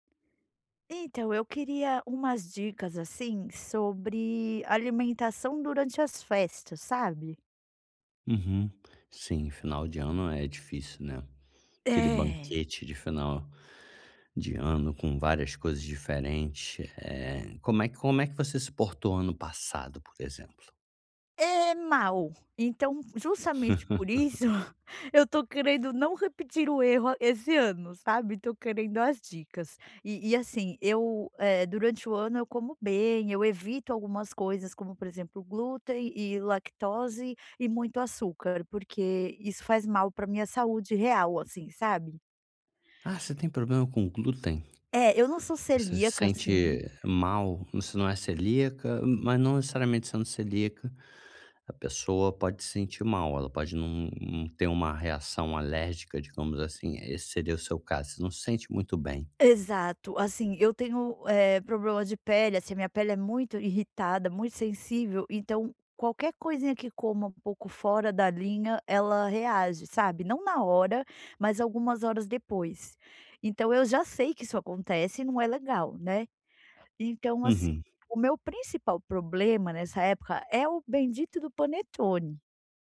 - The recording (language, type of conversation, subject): Portuguese, advice, Como posso manter uma alimentação equilibrada durante celebrações e festas?
- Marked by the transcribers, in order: laugh; chuckle; other noise